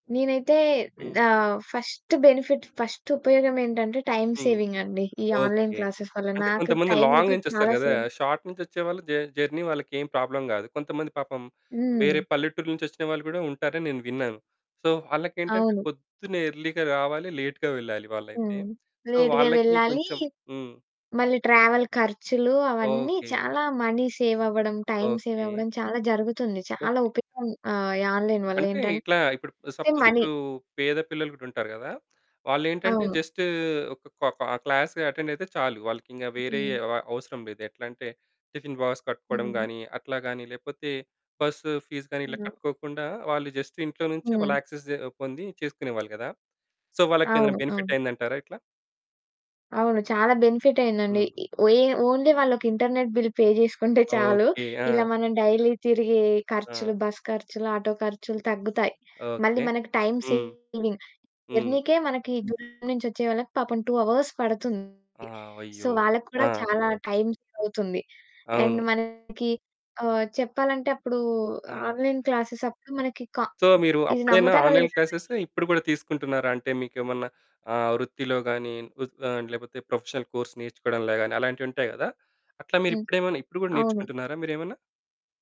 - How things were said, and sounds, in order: in English: "ఫస్ట్ బెనిఫిట్, ఫస్ట్"; in English: "టైమ్ సేవింగ్"; in English: "ఆన్లైన్ క్లాసెస్"; in English: "లాంగ్"; in English: "షార్ట్"; in English: "సేవ్"; in English: "జ జర్నీ"; in English: "ప్రాబ్లమ్"; in English: "సో"; in English: "ఎర్లీగా"; in English: "లేట్‌గా"; in English: "లేట్‌గా"; in English: "సో"; in English: "ట్రావెల్"; in English: "మనీ సేవ్"; in English: "టైమ్ సేవ్"; other background noise; in English: "ఆన్లైన్"; distorted speech; in English: "సపోజ్"; in English: "మనీ"; in English: "జస్ట్"; in English: "క్లాస్ అటెండ్"; in English: "టిఫిన్ బాక్స్"; in English: "బస్ ఫీస్"; in English: "జస్ట్"; in English: "యాక్సెస్"; in English: "సో"; in English: "బెనిఫిట్"; in English: "బెనిఫిట్"; in English: "ఓన్లీ"; in English: "ఇంటర్నెట్ బిల్ పే"; in English: "డైలీ"; in English: "టైమ్ సేవింగ్. జర్నీకే"; in English: "టూ అవర్స్"; in English: "సో"; in English: "టైమ్ సేవ్"; in English: "అండ్"; in English: "ఆన్లైన్ క్లాస్"; in English: "సో"; in English: "ఆన్లైన్ క్లాస్"; in English: "ప్రొఫెషనల్ కోర్స్"
- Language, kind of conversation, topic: Telugu, podcast, ఆన్‌లైన్ తరగతులు మీకు ఎలా ఉపయోగపడ్డాయో చెప్పగలరా?